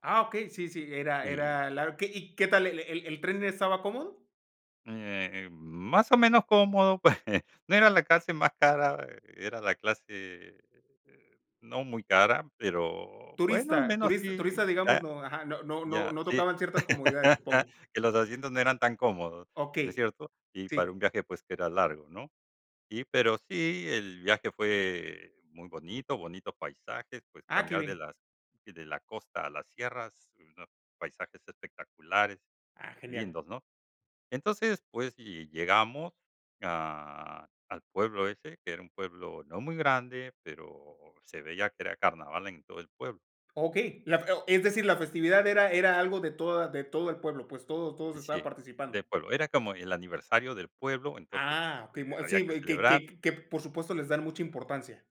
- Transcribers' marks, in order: laughing while speaking: "pues"; chuckle
- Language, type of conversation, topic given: Spanish, podcast, ¿Tienes alguna historia sobre un festival que hayas vivido?
- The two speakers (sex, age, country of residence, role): male, 40-44, Mexico, host; male, 65-69, United States, guest